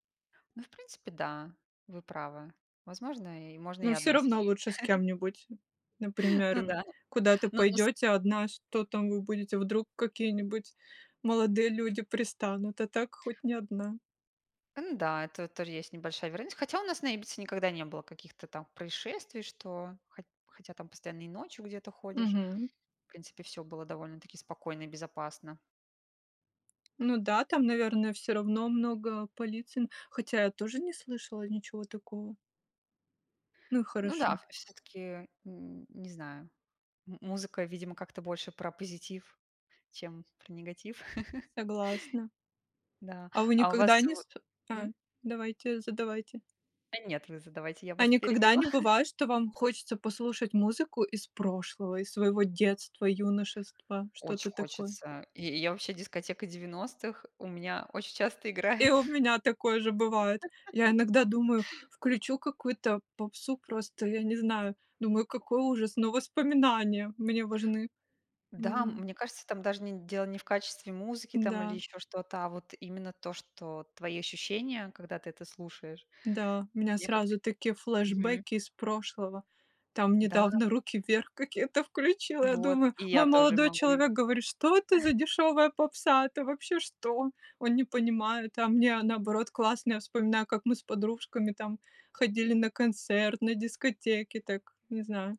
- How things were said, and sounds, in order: background speech; chuckle; tapping; other background noise; chuckle; chuckle; "Очень" said as "оч"; laughing while speaking: "играет"; laugh; chuckle
- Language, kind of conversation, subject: Russian, unstructured, Какую роль играет музыка в твоей жизни?